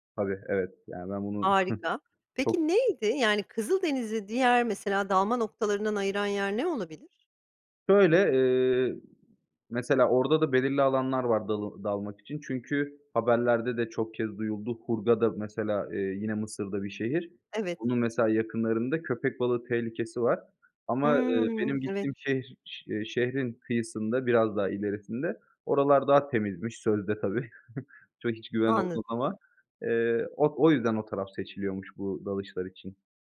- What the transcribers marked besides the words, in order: scoff; other background noise; chuckle
- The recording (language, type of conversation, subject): Turkish, podcast, Bana unutamadığın bir deneyimini anlatır mısın?